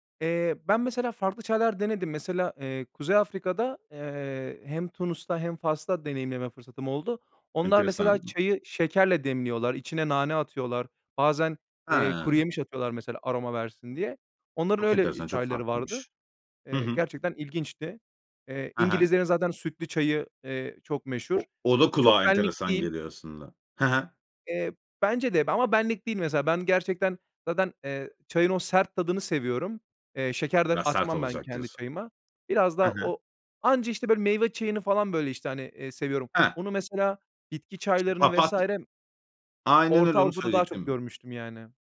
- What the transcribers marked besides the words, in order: other noise; other background noise; tapping; "meyve" said as "meyva"
- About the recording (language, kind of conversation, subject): Turkish, podcast, Kahve veya çay demleme ritüelin nasıl?